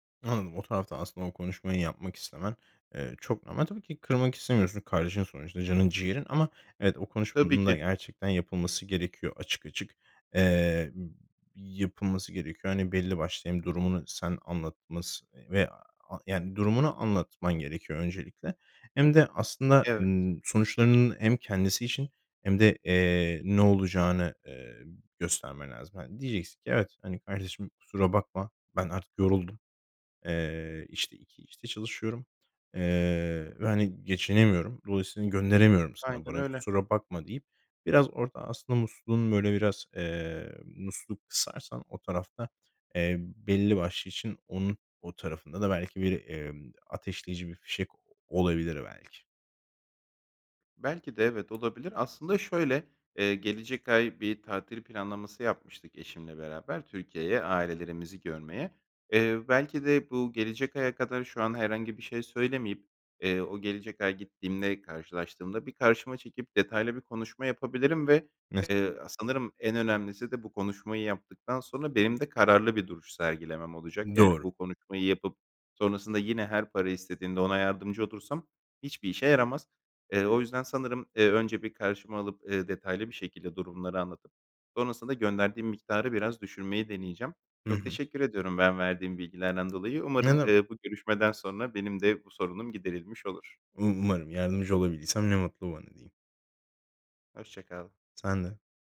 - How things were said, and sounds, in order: other background noise; tapping
- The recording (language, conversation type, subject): Turkish, advice, Aile içi maddi destek beklentileri yüzünden neden gerilim yaşıyorsunuz?